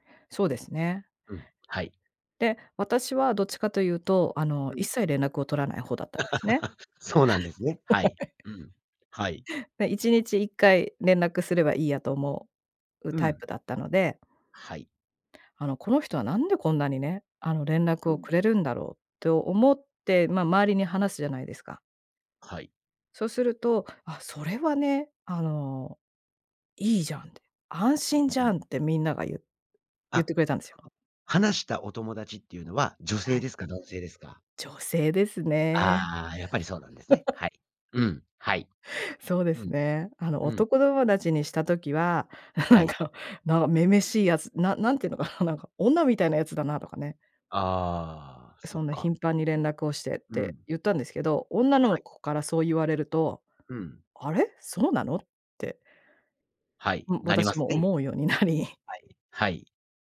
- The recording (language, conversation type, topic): Japanese, podcast, 結婚や同棲を決めるとき、何を基準に判断しましたか？
- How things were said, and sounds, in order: laugh; laugh; tapping; chuckle; laughing while speaking: "なんか"; laughing while speaking: "なり"